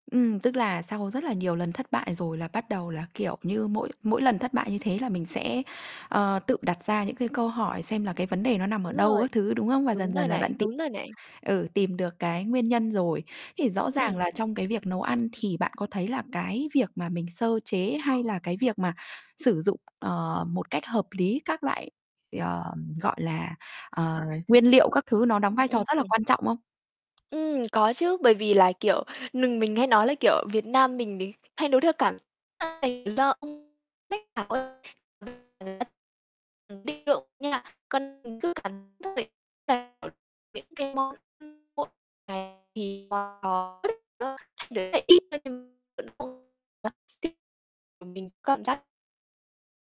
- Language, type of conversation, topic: Vietnamese, podcast, Món ăn tự nấu nào khiến bạn tâm đắc nhất, và vì sao?
- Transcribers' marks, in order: other background noise; distorted speech; tapping; unintelligible speech; unintelligible speech; unintelligible speech; unintelligible speech